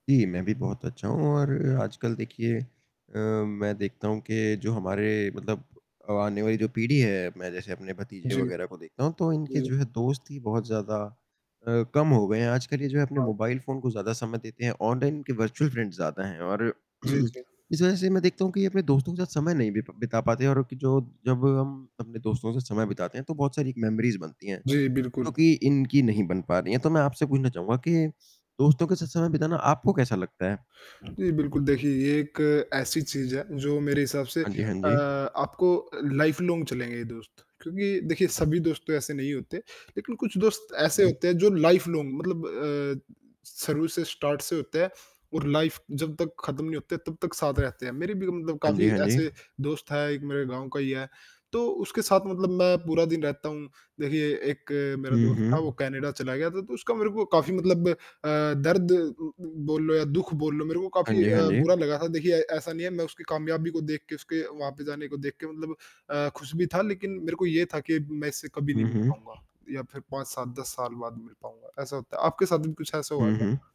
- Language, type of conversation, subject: Hindi, unstructured, दोस्तों के साथ समय बिताना आपको कैसा लगता है?
- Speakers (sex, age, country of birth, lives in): male, 20-24, India, India; male, 20-24, India, India
- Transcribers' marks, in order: mechanical hum; static; tapping; in English: "वर्चुअल फ्रेंड्स"; throat clearing; in English: "मेमोरीज़"; other background noise; in English: "लाइफ़ लॉन्ग"; in English: "लाइफ़ लॉन्ग"; in English: "स्टार्ट"; in English: "लाइफ़"; distorted speech